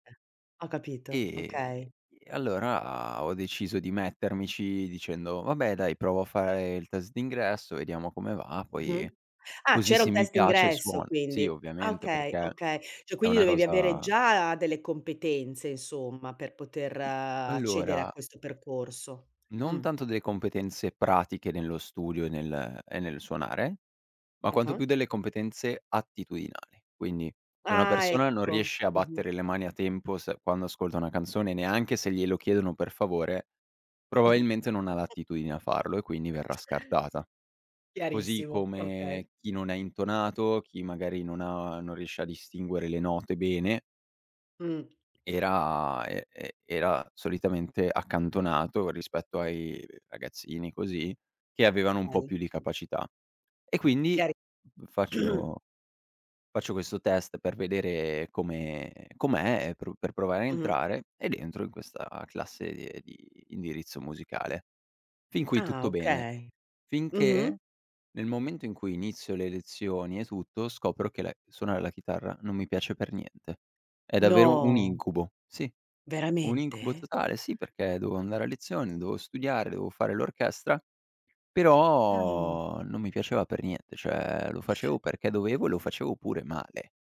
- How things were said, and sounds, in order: "Cioè" said as "cho"; laughing while speaking: "Mh-mh"; chuckle; other background noise; unintelligible speech; throat clearing; drawn out: "No"; "dovevo" said as "doveo"; "dovevo" said as "doveo"; "dovevo" said as "doveo"
- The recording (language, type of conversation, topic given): Italian, podcast, Come hai scoperto la passione per questo hobby?